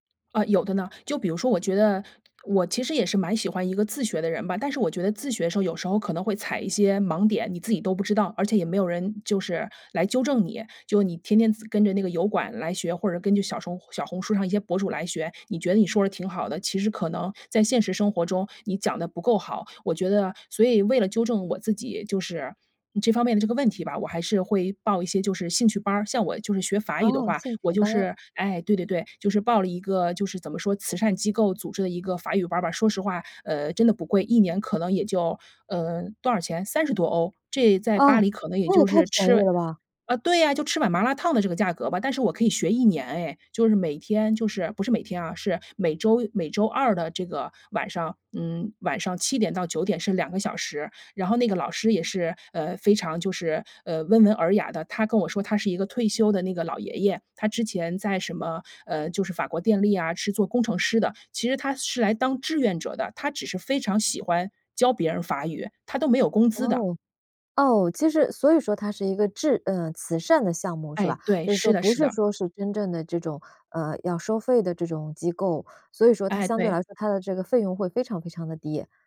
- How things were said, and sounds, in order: none
- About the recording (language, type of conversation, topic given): Chinese, podcast, 有哪些方式能让学习变得有趣？